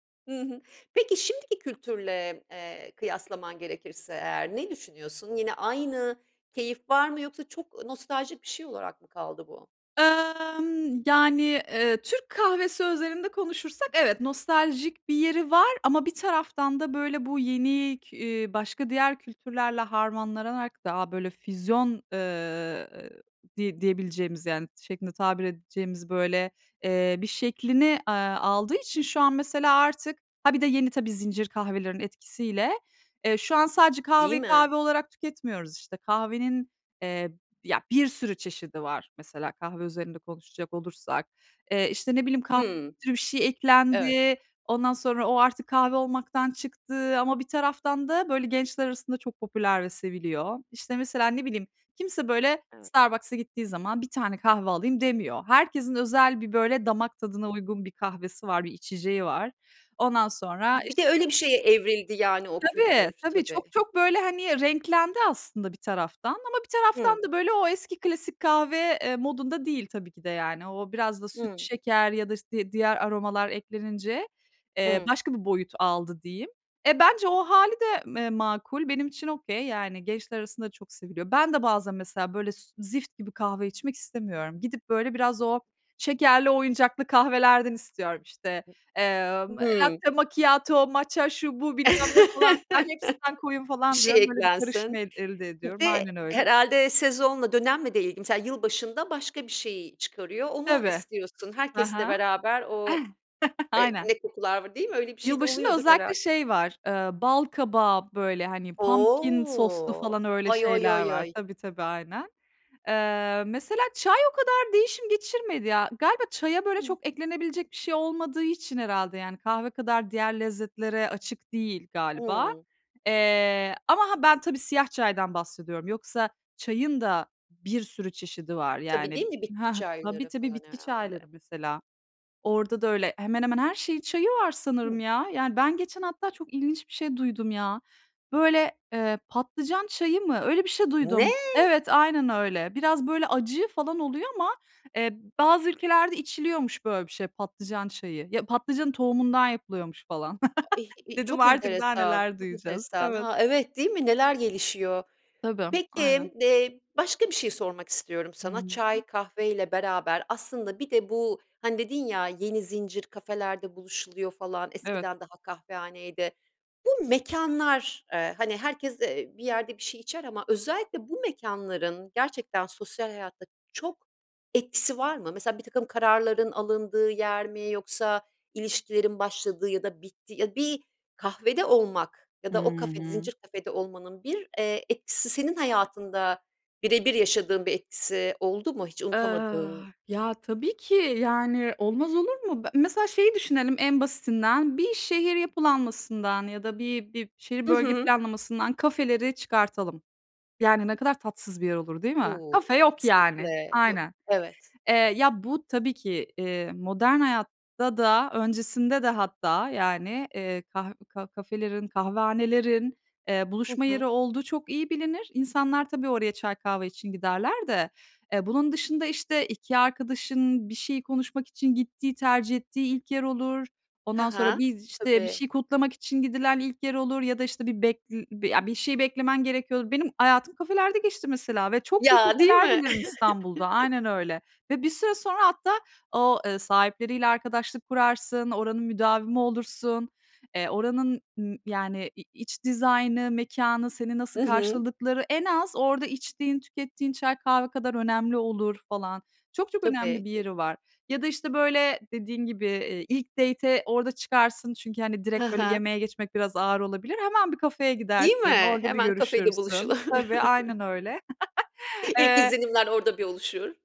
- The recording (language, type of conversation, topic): Turkish, podcast, Mahallede kahvehane ve çay sohbetinin yeri nedir?
- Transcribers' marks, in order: unintelligible speech; tapping; in English: "okay"; unintelligible speech; in Japanese: "matcha"; chuckle; chuckle; drawn out: "O"; in English: "pumpkin"; surprised: "Ne!"; chuckle; chuckle; unintelligible speech; in English: "date'e"; chuckle